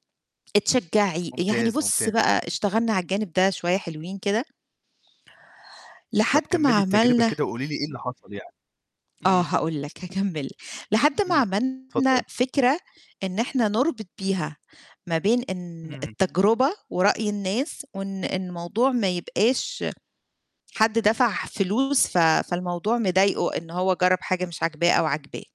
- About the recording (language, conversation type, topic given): Arabic, podcast, إيه نصيحتك للي خايف يشارك شغله لأول مرة؟
- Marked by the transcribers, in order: tapping; distorted speech